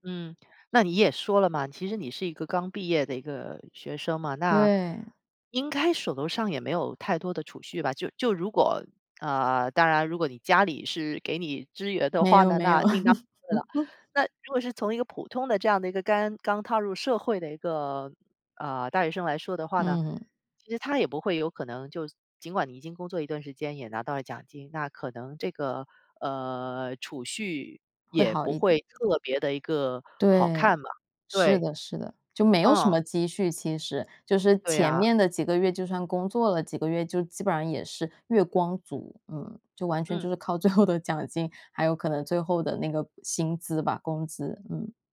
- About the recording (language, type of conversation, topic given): Chinese, podcast, 转行时如何处理经济压力？
- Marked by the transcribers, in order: other background noise; chuckle; laughing while speaking: "最后的"